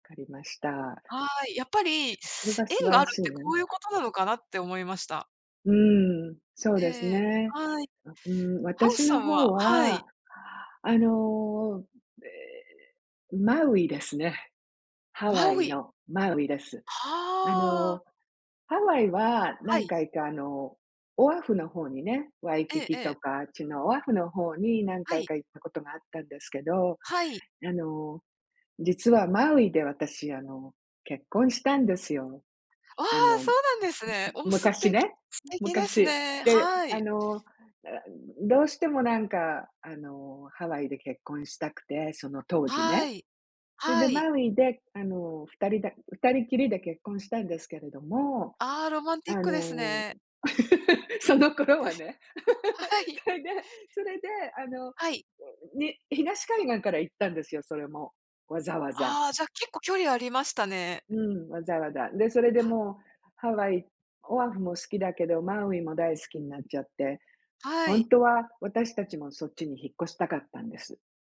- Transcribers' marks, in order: other background noise; laugh; chuckle; tapping
- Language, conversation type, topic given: Japanese, unstructured, あなたにとって特別な思い出がある旅行先はどこですか？